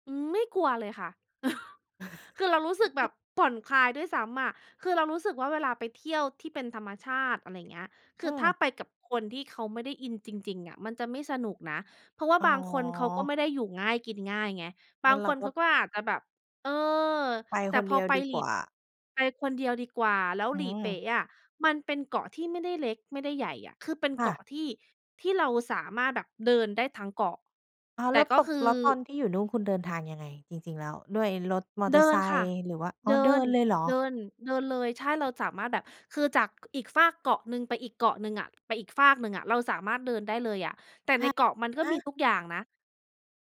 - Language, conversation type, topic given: Thai, podcast, สถานที่ธรรมชาติแบบไหนที่ทำให้คุณรู้สึกผ่อนคลายที่สุด?
- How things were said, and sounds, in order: chuckle; laugh; other background noise